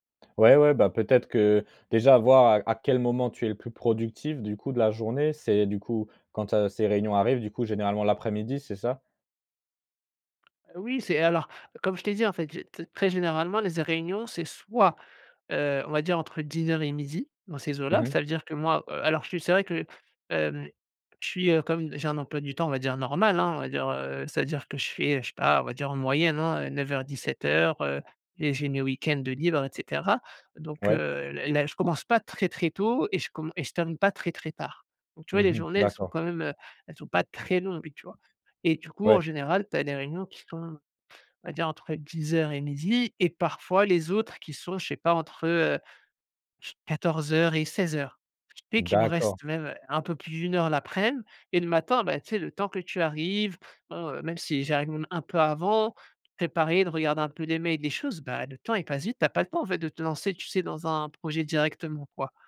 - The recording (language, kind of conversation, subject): French, advice, Comment gérer des journées remplies de réunions qui empêchent tout travail concentré ?
- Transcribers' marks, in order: stressed: "soit"